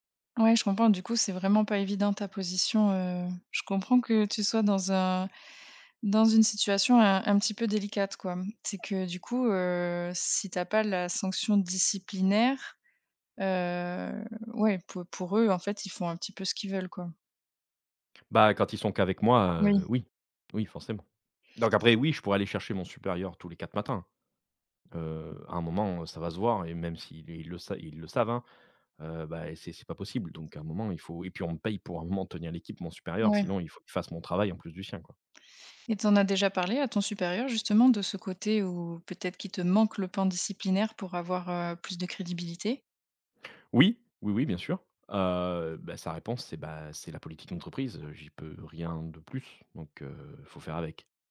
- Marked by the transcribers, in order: drawn out: "heu"; other background noise; tapping
- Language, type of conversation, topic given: French, advice, Comment puis-je me responsabiliser et rester engagé sur la durée ?